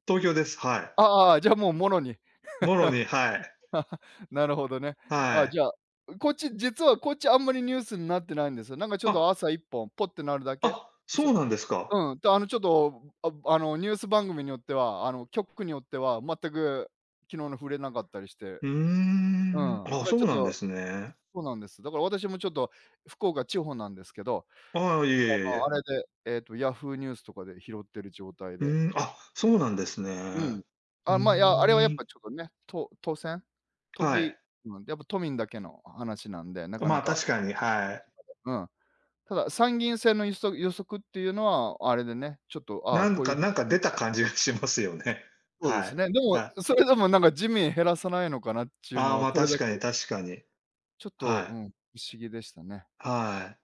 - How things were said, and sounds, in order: chuckle; other background noise; groan; unintelligible speech; laughing while speaking: "出た感じがしますよね"
- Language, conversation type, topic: Japanese, unstructured, 最近のニュースでいちばん驚いたことは何ですか？